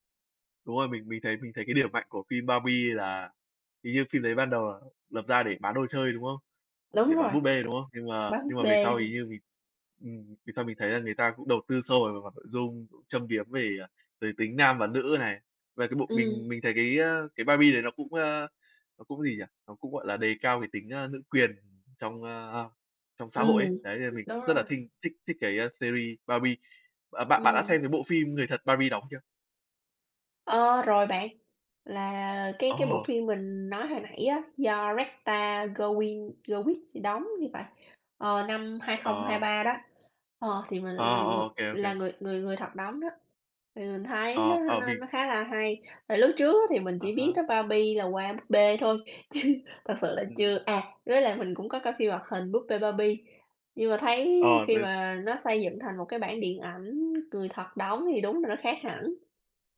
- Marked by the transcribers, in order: in English: "series"; "Ryan Gosling" said as "réc ta gâu inh gâu uýt"; laughing while speaking: "chứ"; tapping
- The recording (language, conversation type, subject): Vietnamese, unstructured, Phim ảnh ngày nay có phải đang quá tập trung vào yếu tố thương mại hơn là giá trị nghệ thuật không?